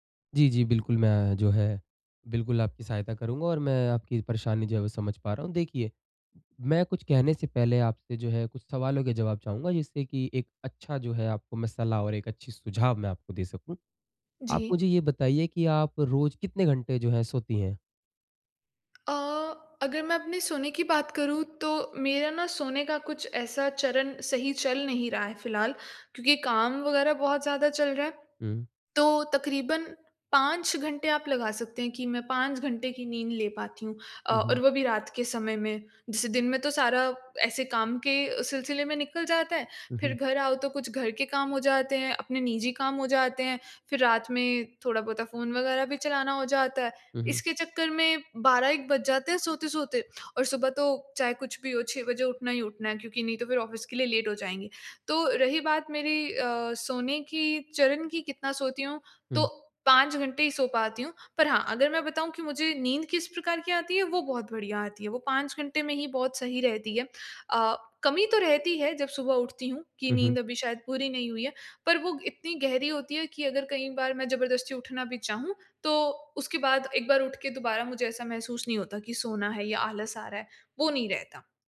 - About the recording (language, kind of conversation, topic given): Hindi, advice, दिन भर ऊर्जावान रहने के लिए कौन-सी आदतें अपनानी चाहिए?
- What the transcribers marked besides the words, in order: in English: "ऑफ़िस"; in English: "लेट"